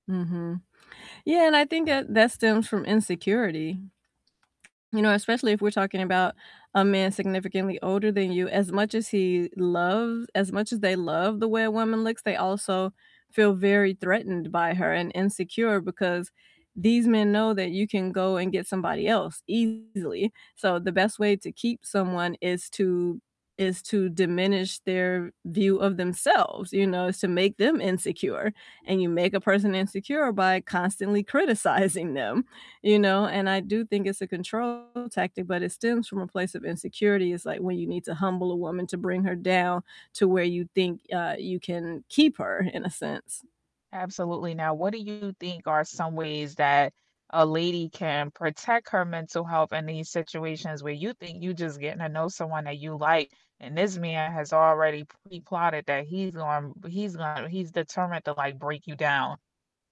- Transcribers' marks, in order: tapping; distorted speech; laughing while speaking: "criticizing"
- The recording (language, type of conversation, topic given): English, unstructured, How do you handle constant criticism from a partner?
- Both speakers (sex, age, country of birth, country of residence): female, 35-39, United States, United States; female, 45-49, United States, United States